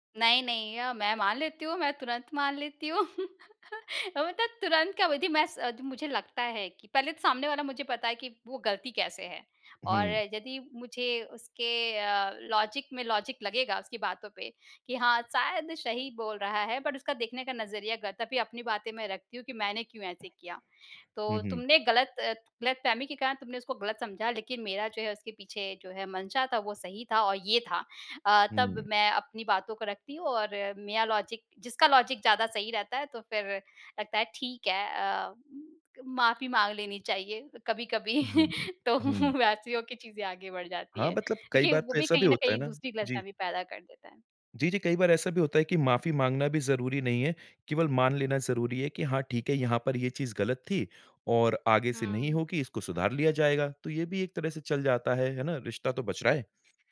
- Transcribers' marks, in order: chuckle; laughing while speaking: "अ, मतलब"; in English: "लॉजिक"; in English: "लॉजिक"; in English: "बट"; tapping; in English: "लॉजिक"; in English: "लॉजिक"; chuckle; laughing while speaking: "तो वैसी हो"
- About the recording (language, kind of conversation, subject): Hindi, podcast, बिना सवाल पूछे मान लेने से गलतफहमियाँ कैसे पनपती हैं?